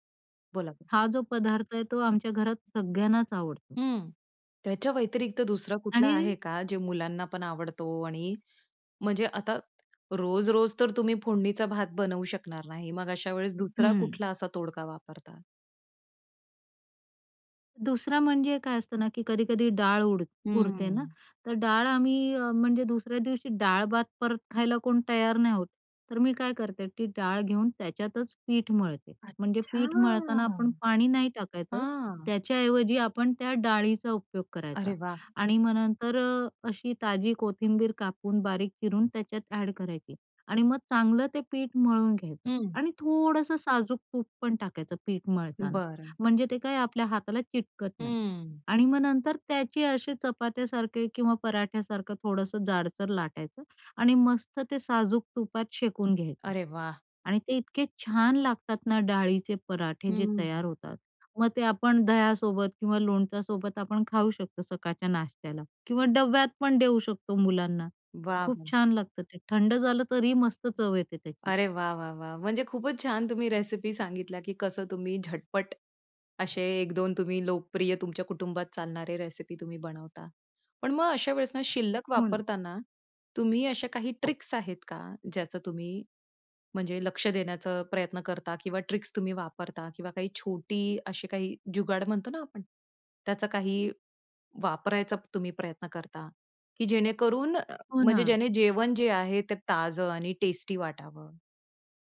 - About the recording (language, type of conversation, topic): Marathi, podcast, फ्रिजमध्ये उरलेले अन्नपदार्थ तुम्ही सर्जनशीलपणे कसे वापरता?
- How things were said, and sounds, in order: other background noise; surprised: "अच्छा! हां"; joyful: "अरे वाह!"; in English: "ॲड"; joyful: "अरे वाह!"; in English: "रेसिपी"; in English: "रेसिपी"; in English: "ट्रिक्स"; in English: "ट्रिक्स"; in English: "टेस्टी"